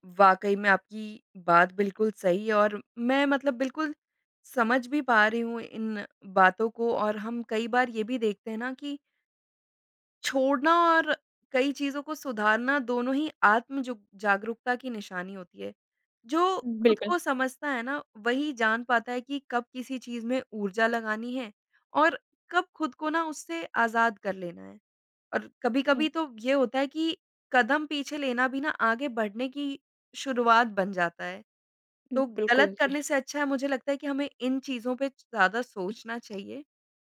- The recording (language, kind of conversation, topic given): Hindi, podcast, किसी रिश्ते, काम या स्थिति में आप यह कैसे तय करते हैं कि कब छोड़ देना चाहिए और कब उसे सुधारने की कोशिश करनी चाहिए?
- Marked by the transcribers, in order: tapping